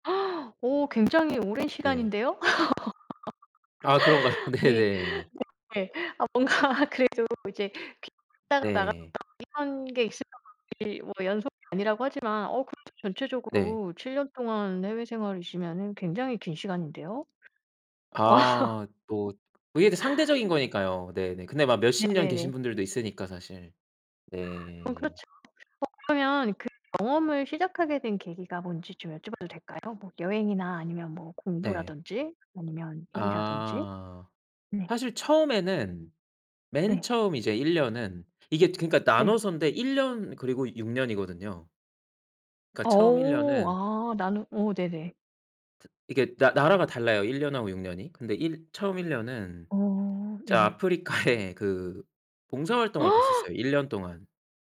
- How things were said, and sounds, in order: gasp; other background noise; laugh; laughing while speaking: "그런가요?"; laughing while speaking: "뭔가"; tapping; laugh; laughing while speaking: "아프리카에"; gasp
- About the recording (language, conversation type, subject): Korean, podcast, 당신을 가장 성장하게 만든 경험은 무엇인가요?